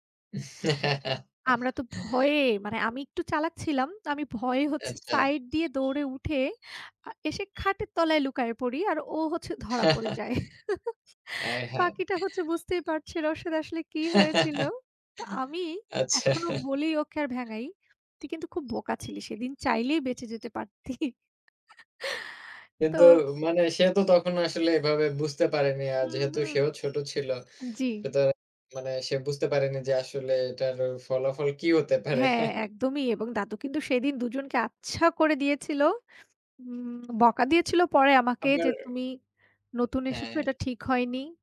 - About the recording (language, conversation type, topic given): Bengali, unstructured, তোমার প্রথম ছুটির স্মৃতি কেমন ছিল?
- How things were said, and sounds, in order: laugh; other background noise; bird; chuckle; chuckle; laughing while speaking: "বাকিটা হচ্ছে বুঝতেই পারছি রসদ … বলি ওকে আর"; chuckle; laughing while speaking: "আচ্ছা"; laughing while speaking: "পারতি"; chuckle